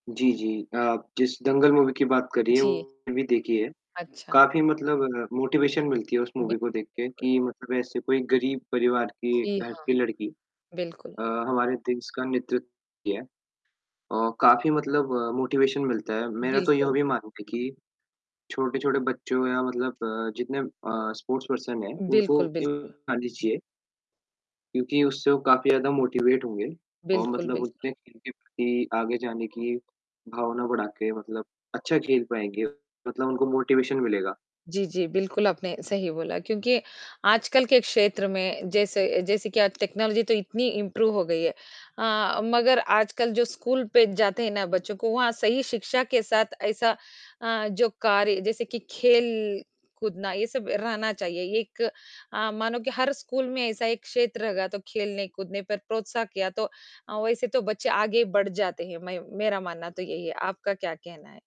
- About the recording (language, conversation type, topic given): Hindi, unstructured, आपको कौन सा खेल खेलना सबसे ज्यादा पसंद है?
- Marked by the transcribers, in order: static; in English: "मूवी"; distorted speech; in English: "मोटिवेशन"; in English: "मूवी"; in English: "मोटिवेशन"; in English: "स्पोर्ट्स पर्सन"; in English: "मोटिवेट"; in English: "मोटिवेशन"; in English: "टेक्नोलॉज़ी"; in English: "इम्प्रूव"